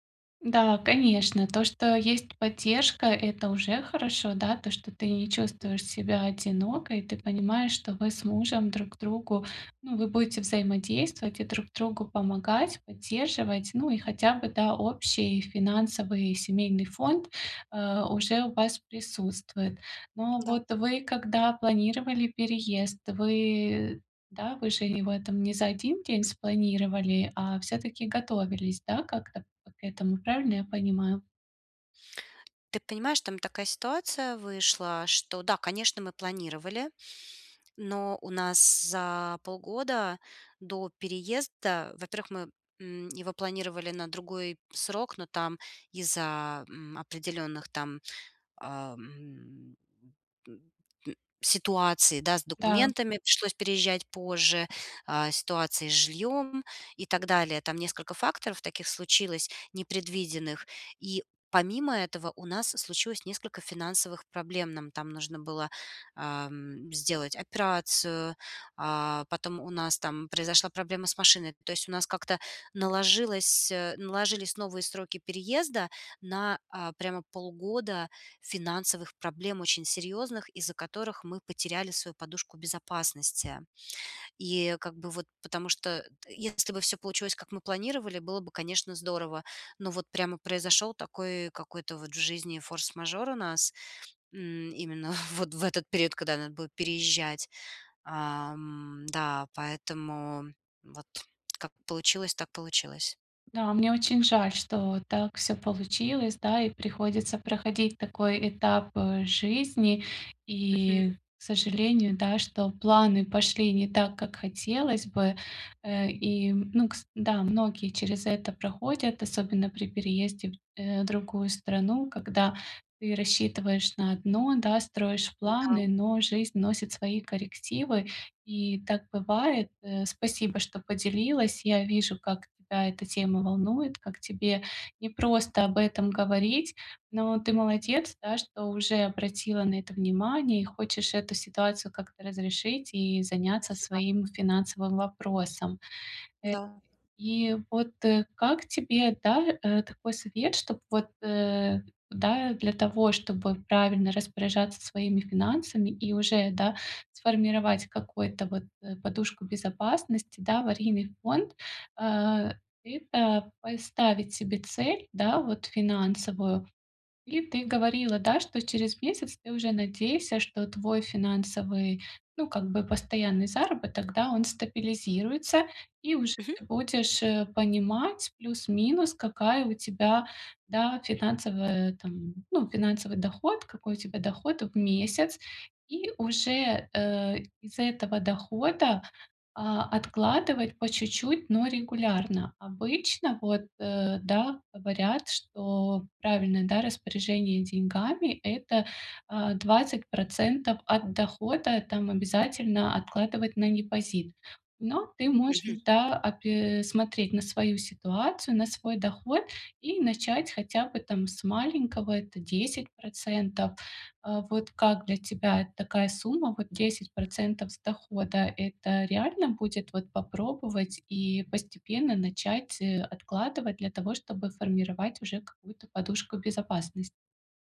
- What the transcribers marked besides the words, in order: tapping; laughing while speaking: "именно вот"; other background noise
- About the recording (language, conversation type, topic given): Russian, advice, Как создать аварийный фонд, чтобы избежать новых долгов?